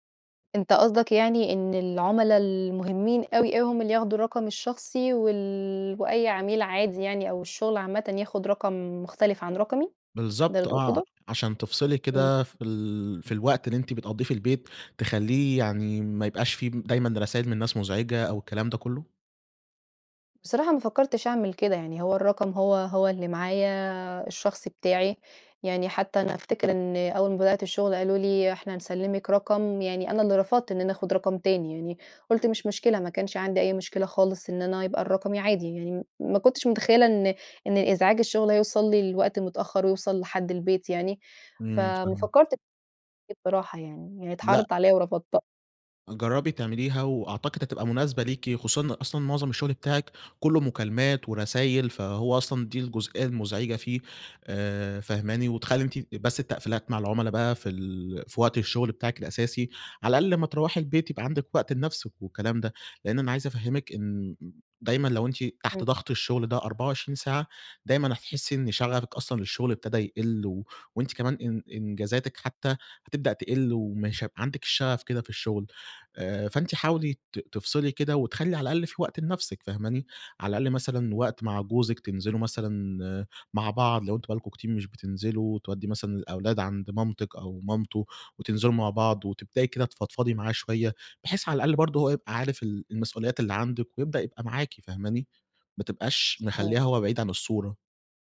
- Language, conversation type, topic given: Arabic, advice, إزاي أقدر أفصل الشغل عن حياتي الشخصية؟
- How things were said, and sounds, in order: tapping; other background noise; other noise